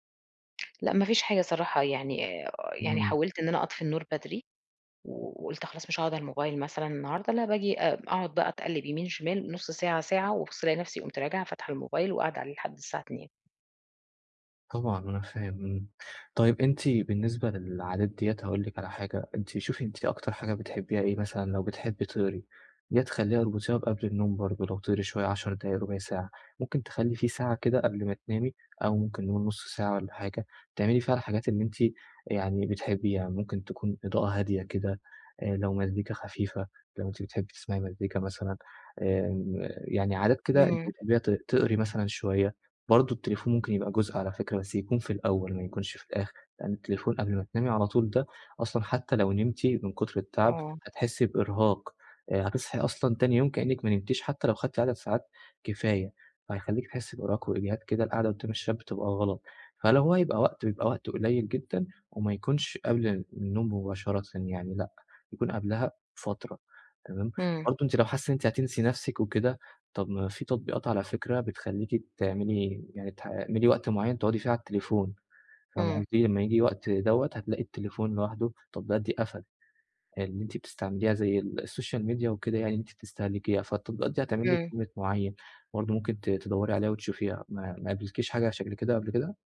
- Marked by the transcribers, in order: in English: "السوشيال ميديا"; in English: "Limit"
- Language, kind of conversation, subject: Arabic, advice, إزاي أنظم عاداتي قبل النوم عشان يبقى عندي روتين نوم ثابت؟